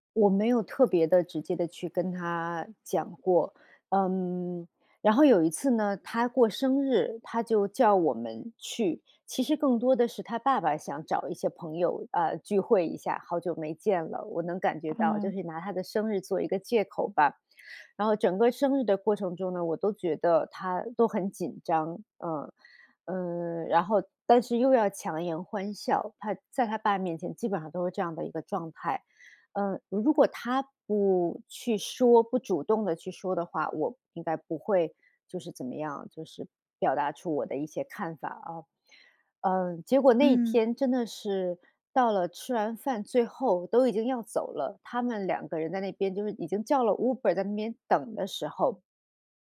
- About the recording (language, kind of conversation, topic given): Chinese, podcast, 当说真话可能会伤到人时，你该怎么把握分寸？
- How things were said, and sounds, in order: other background noise